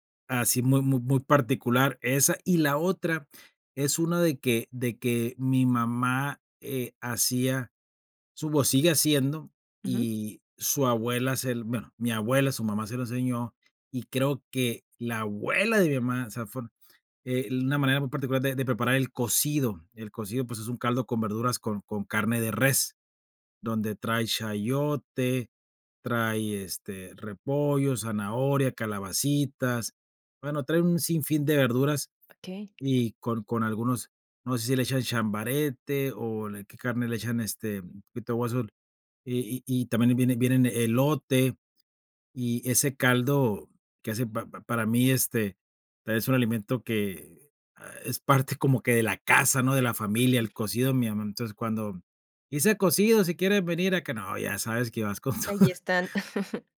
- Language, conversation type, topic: Spanish, podcast, ¿Qué papel juega la comida en tu identidad familiar?
- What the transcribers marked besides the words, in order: tapping; laughing while speaking: "vas con todo"; laugh